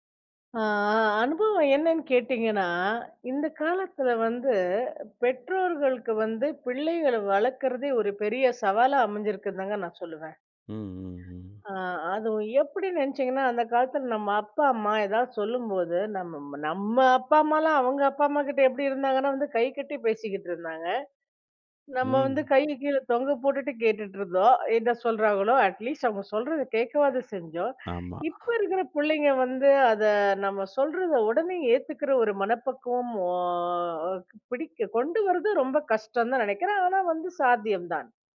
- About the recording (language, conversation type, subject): Tamil, podcast, இப்போது பெற்றோரும் பிள்ளைகளும் ஒருவருடன் ஒருவர் பேசும் முறை எப்படி இருக்கிறது?
- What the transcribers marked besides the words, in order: drawn out: "ஆ"